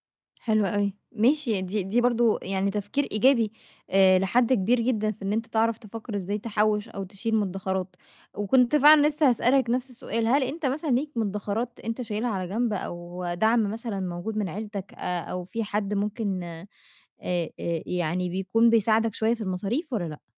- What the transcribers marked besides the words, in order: none
- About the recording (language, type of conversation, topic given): Arabic, advice, إيه التغيير المفاجئ اللي حصل في وضعك المادي، وإزاي الأزمة الاقتصادية أثّرت على خططك؟